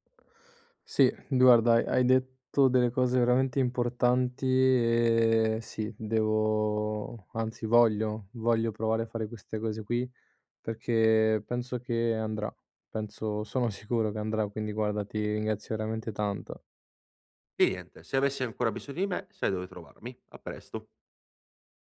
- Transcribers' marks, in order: "guarda" said as "duarda"; drawn out: "devo"
- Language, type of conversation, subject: Italian, advice, Come posso restare fedele ai miei valori senza farmi condizionare dalle aspettative del gruppo?